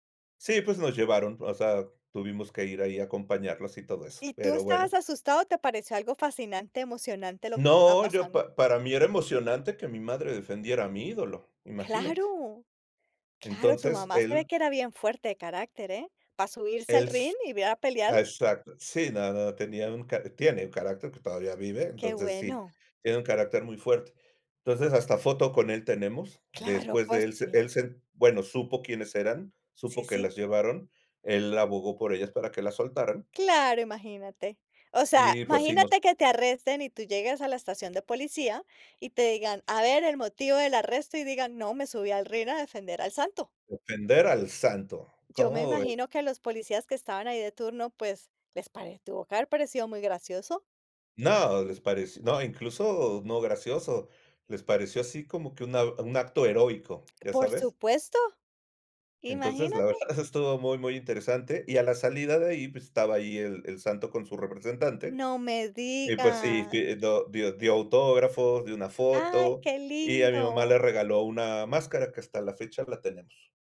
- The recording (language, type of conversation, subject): Spanish, podcast, ¿Qué personaje de ficción sientes que te representa y por qué?
- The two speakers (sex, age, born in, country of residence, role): female, 55-59, Colombia, United States, host; male, 55-59, Mexico, Mexico, guest
- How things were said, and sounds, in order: "ring" said as "rin"; laughing while speaking: "verdad"